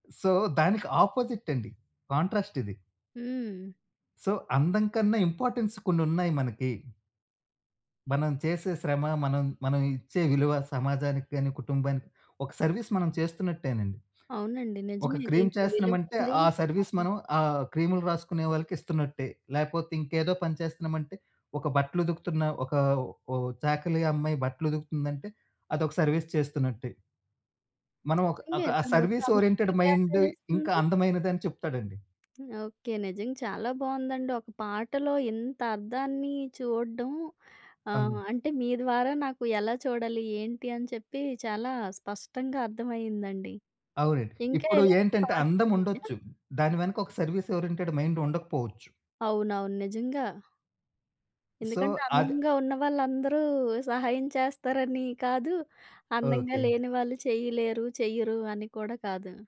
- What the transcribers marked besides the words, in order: in English: "సో"; in English: "అపోజిట్"; in English: "కాంట్రాస్ట్"; in English: "సో"; in English: "ఇంపార్టెన్స్"; in English: "సర్విస్"; in English: "క్రీమ్"; in English: "సర్వీస్"; in English: "క్రీములు"; in English: "సర్వీస్"; other background noise; in English: "సర్విస్ ఓరియెంటెడ్ మైండ్"; tapping; in English: "థాట్స్"; in English: "సర్విస్ ఓరియెంటెడ్ మైండ్"; in English: "సో"
- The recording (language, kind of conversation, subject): Telugu, podcast, ముందు మీకు ఏ పాటలు ఎక్కువగా ఇష్టంగా ఉండేవి, ఇప్పుడు మీరు ఏ పాటలను ఎక్కువగా ఇష్టపడుతున్నారు?